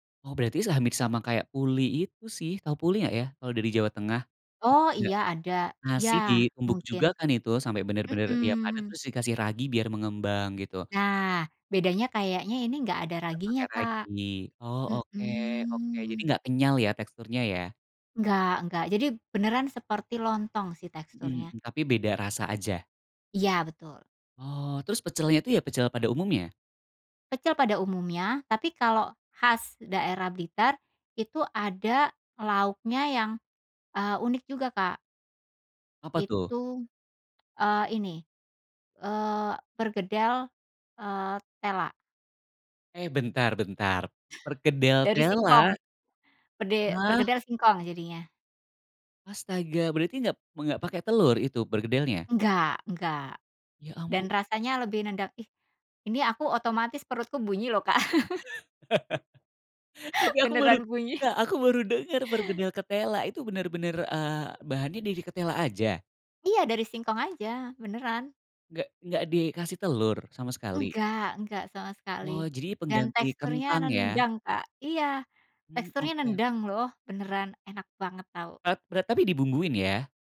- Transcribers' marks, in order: other background noise; surprised: "Hah?"; laugh; laughing while speaking: "Tapi aku baru, Kak, aku baru dengar"; chuckle
- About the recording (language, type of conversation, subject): Indonesian, podcast, Apa saja makanan khas yang selalu ada di keluarga kamu saat Lebaran?